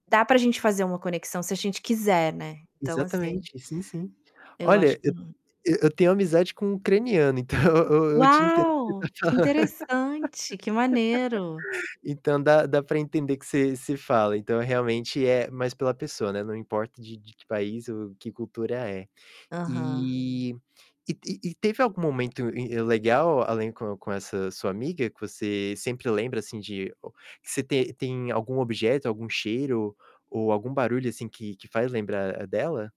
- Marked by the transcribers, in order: static; tapping; laughing while speaking: "então"; distorted speech; laughing while speaking: "que você tá falan"; laugh
- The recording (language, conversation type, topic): Portuguese, podcast, Como foi aquele encontro inesperado que você nunca esqueceu?